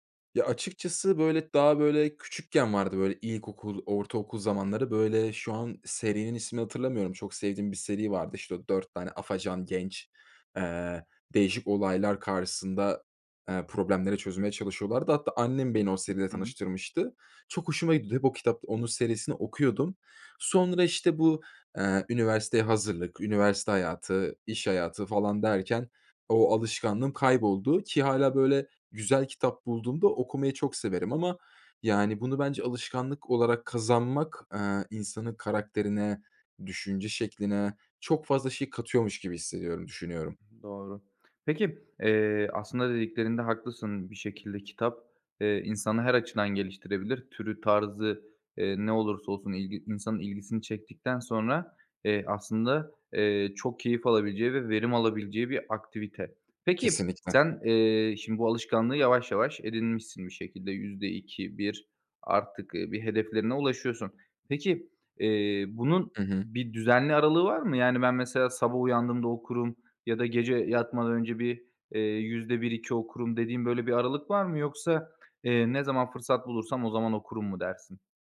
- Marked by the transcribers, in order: none
- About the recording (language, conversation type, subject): Turkish, podcast, Yeni bir alışkanlık kazanırken hangi adımları izlersin?